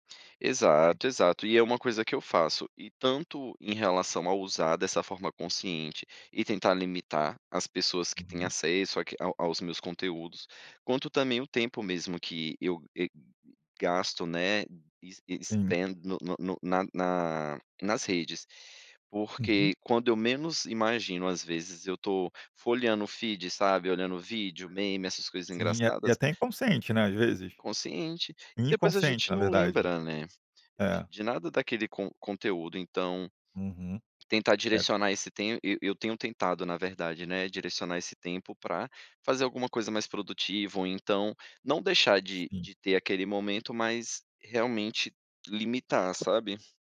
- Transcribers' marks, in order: in English: "feed"; other background noise
- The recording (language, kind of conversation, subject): Portuguese, podcast, Como você gerencia o tempo nas redes sociais?